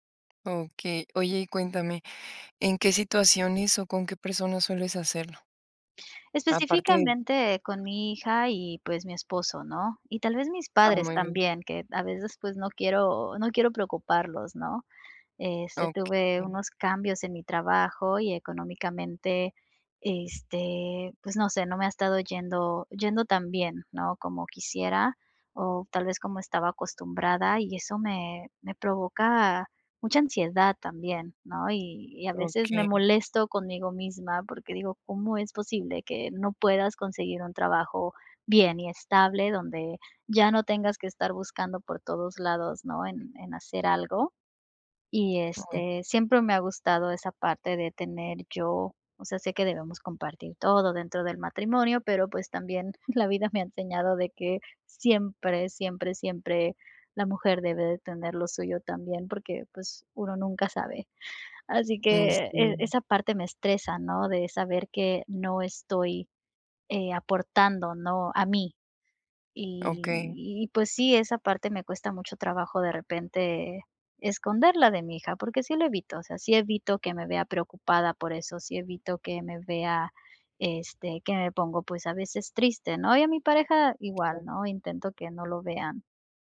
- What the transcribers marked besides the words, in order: other background noise; unintelligible speech
- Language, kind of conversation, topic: Spanish, advice, ¿Cómo evitas mostrar tristeza o enojo para proteger a los demás?